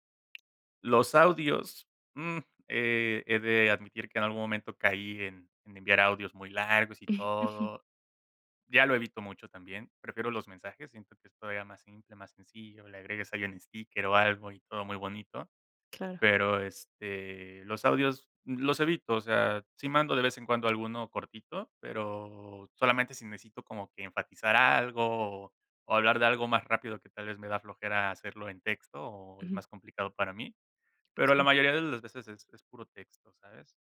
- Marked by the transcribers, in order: other background noise; chuckle
- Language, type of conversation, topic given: Spanish, podcast, ¿Prefieres hablar cara a cara, por mensaje o por llamada?
- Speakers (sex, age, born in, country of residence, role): female, 35-39, Mexico, Mexico, host; male, 30-34, Mexico, Mexico, guest